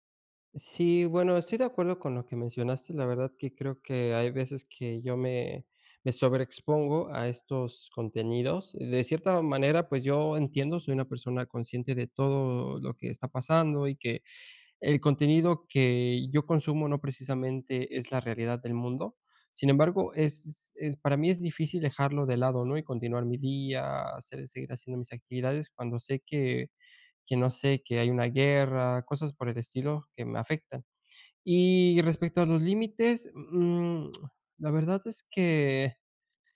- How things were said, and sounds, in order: tsk
- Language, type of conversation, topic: Spanish, advice, ¿Cómo puedo manejar la sobrecarga de información de noticias y redes sociales?
- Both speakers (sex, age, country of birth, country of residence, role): female, 20-24, Mexico, Mexico, advisor; male, 30-34, Mexico, France, user